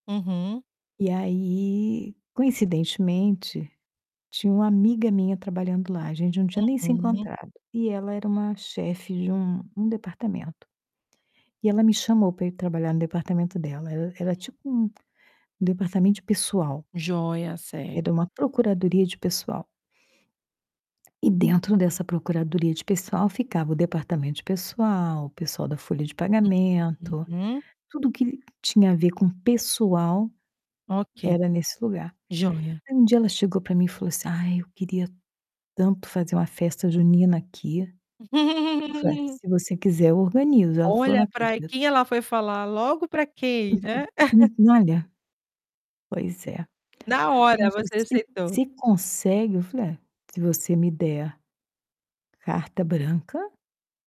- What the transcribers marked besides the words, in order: distorted speech; tapping; laugh; other background noise; unintelligible speech; chuckle
- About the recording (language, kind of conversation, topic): Portuguese, podcast, Como você organiza reuniões que realmente funcionam?